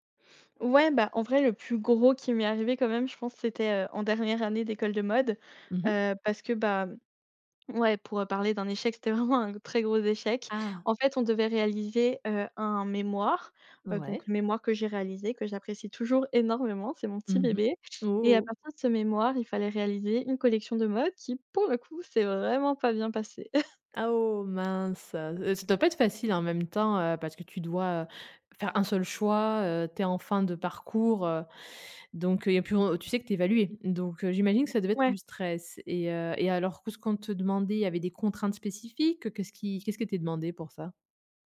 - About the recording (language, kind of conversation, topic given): French, podcast, Comment transformes-tu un échec créatif en leçon utile ?
- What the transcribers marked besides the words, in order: other background noise; stressed: "énormément"; chuckle; drawn out: "oh"